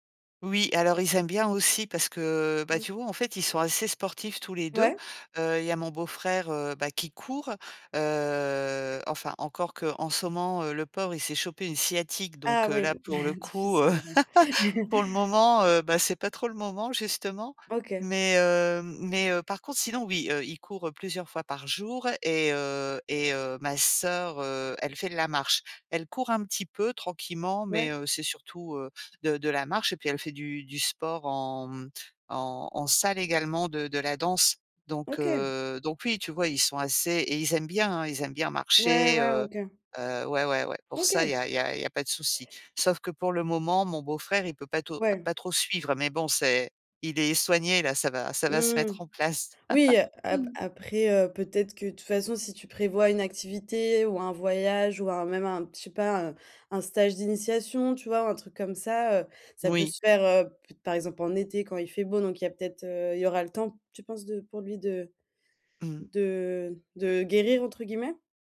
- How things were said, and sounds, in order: drawn out: "heu"; stressed: "sciatique"; chuckle; chuckle
- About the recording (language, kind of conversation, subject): French, advice, Comment trouver un cadeau mémorable pour un proche ?